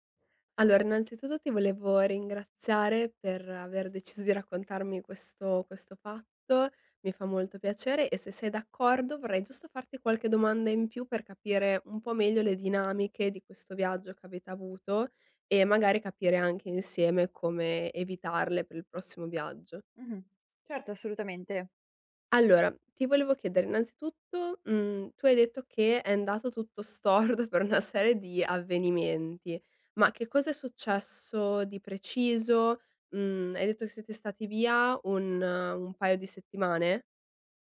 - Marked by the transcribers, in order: laughing while speaking: "storto per una serie"
- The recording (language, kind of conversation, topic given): Italian, advice, Cosa posso fare se qualcosa va storto durante le mie vacanze all'estero?